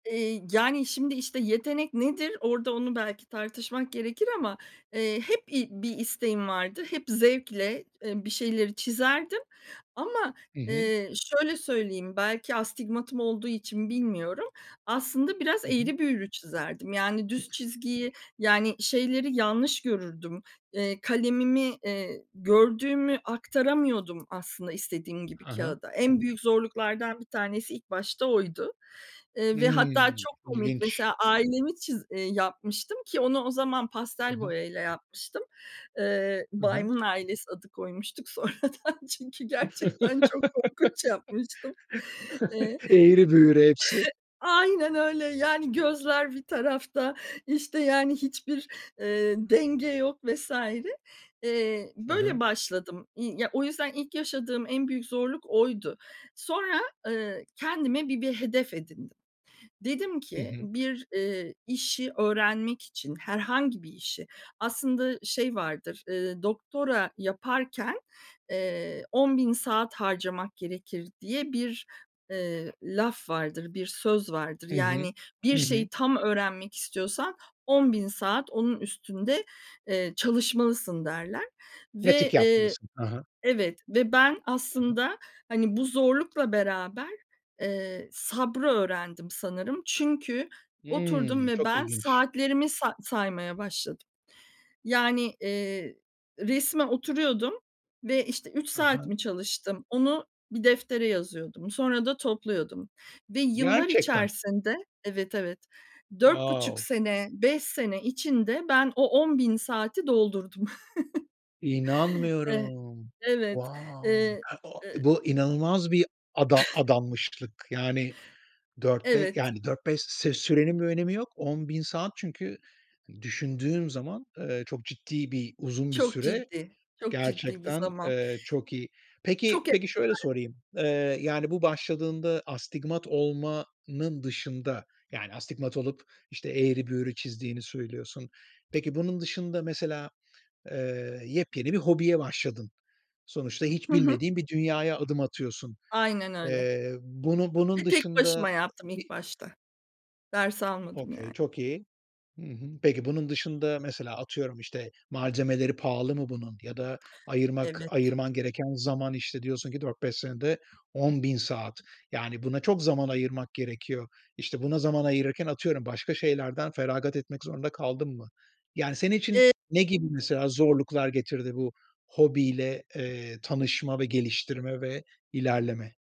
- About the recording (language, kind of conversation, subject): Turkish, podcast, Hobinle uğraşırken karşılaştığın en büyük zorluk neydi ve bunu nasıl aştın?
- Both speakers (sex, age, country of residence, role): female, 55-59, Spain, guest; male, 45-49, Spain, host
- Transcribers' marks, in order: other background noise; drawn out: "Imm"; laugh; laughing while speaking: "sonradan çünkü gerçekten çok korkunç yapmıştım"; in English: "Wow"; surprised: "İnanmıyorum. Wow"; drawn out: "İnanmıyorum"; unintelligible speech; chuckle; in English: "Okay"